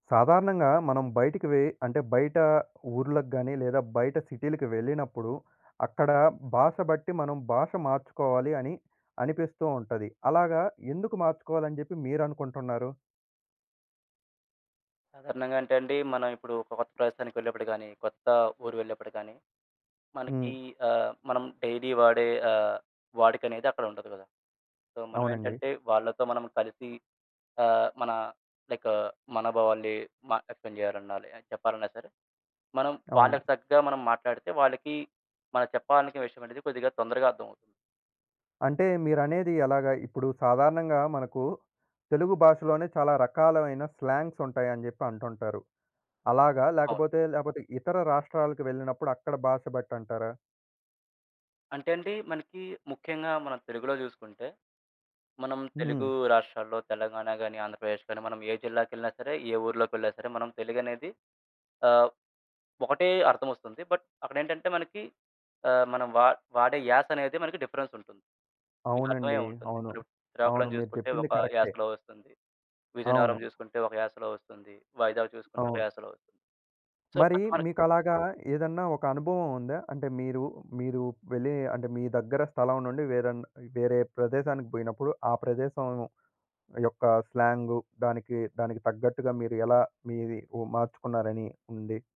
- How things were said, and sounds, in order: "కొత్త" said as "కోత్త"; other background noise; in English: "డైలీ"; in English: "సో"; in English: "లైక్"; in English: "బట్"; in English: "సో"
- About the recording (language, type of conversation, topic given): Telugu, podcast, మీరు బయటికి వెళ్లినప్పుడు మీ భాష మారిపోతుందని అనిపిస్తే, దానికి కారణం ఏమిటి?